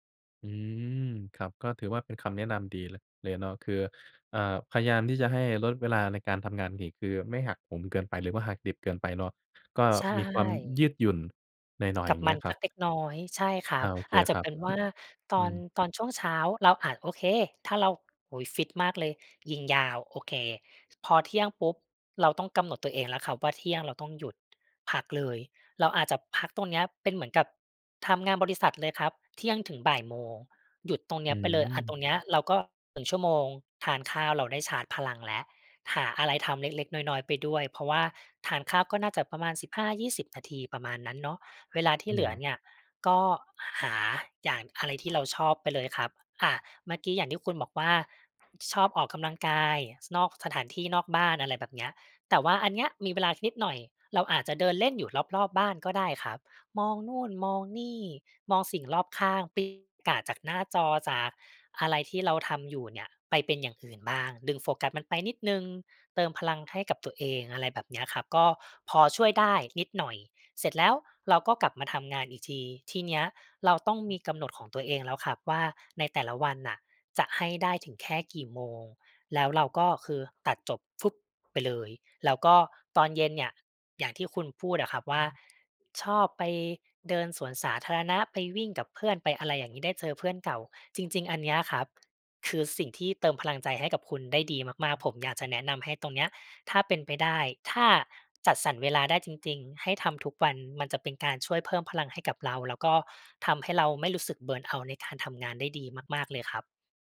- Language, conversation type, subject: Thai, advice, จะเริ่มจัดสรรเวลาเพื่อทำกิจกรรมที่ช่วยเติมพลังให้ตัวเองได้อย่างไร?
- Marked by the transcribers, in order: unintelligible speech; other background noise; tapping; in English: "Burn out"